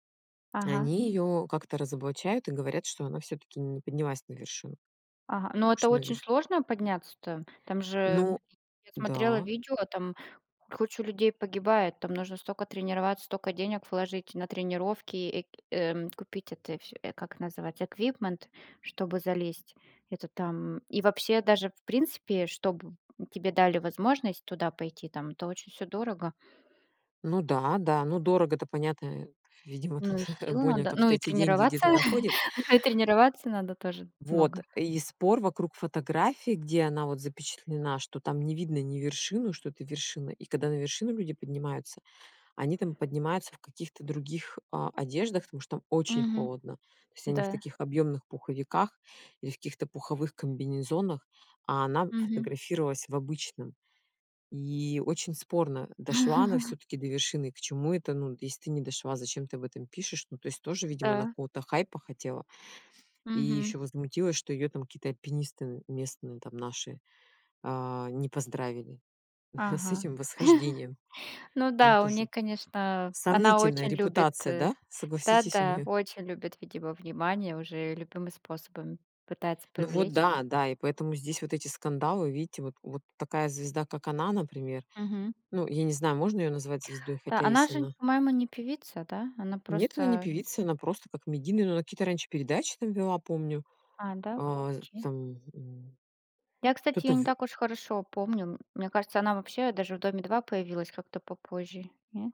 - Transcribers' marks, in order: in English: "equipment"; chuckle; laugh; stressed: "очень"; laugh; laugh; laughing while speaking: "с этим"
- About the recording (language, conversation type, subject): Russian, unstructured, Почему звёзды шоу-бизнеса так часто оказываются в скандалах?
- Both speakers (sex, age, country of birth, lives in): female, 40-44, Russia, Germany; female, 40-44, Russia, United States